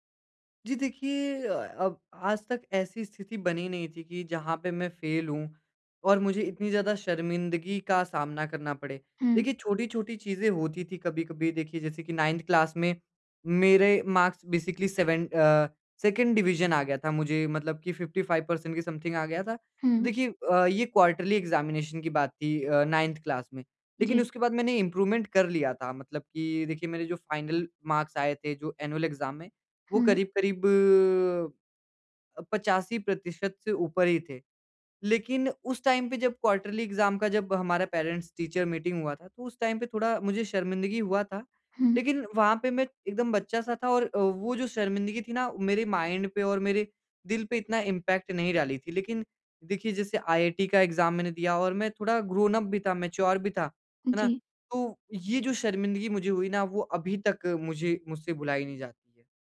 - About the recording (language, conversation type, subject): Hindi, advice, मैं शर्मिंदगी के अनुभव के बाद अपना आत्म-सम्मान फिर से कैसे बना सकता/सकती हूँ?
- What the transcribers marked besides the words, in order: in English: "फेल"; in English: "नाइन्थ क्लास"; in English: "मार्क्स बेसिकली सेवेन"; in English: "सेकंड डिवीज़न"; in English: "फ़िफ़्टी फ़ाइव पर्सेंट"; in English: "समथिंग"; in English: "क्वार्टरली एग्ज़ामिनेशन"; in English: "नाइन्थ क्लास"; in English: "इंप्रूवमेंट"; in English: "फाइनल मार्क्स"; in English: "एनुअल एग्ज़ाम"; in English: "टाइम"; in English: "क्वार्टरली एग्ज़ाम"; in English: "पेरेंट्स टीचर मीटिंग"; in English: "टाइम"; in English: "माइंड"; in English: "इम्पैक्ट"; in English: "एग्जाम"; in English: "ग्रोनप"; in English: "मैच्योर"